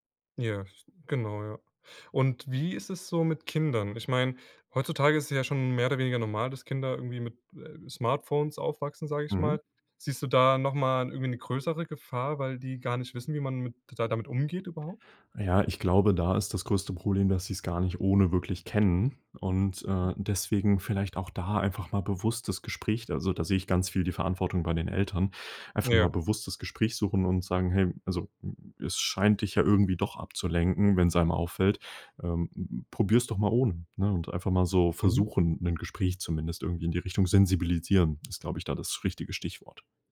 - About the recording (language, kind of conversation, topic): German, podcast, Wie gehst du mit ständigen Benachrichtigungen um?
- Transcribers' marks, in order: none